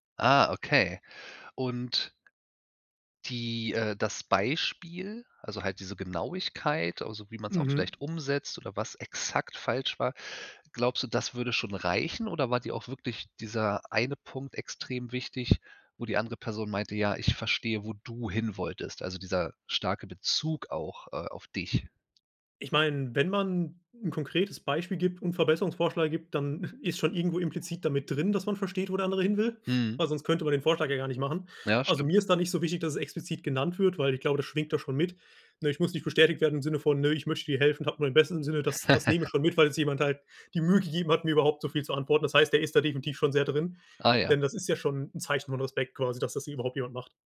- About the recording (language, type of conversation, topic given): German, podcast, Wie gibst du Feedback, das wirklich hilft?
- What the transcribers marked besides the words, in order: chuckle; laugh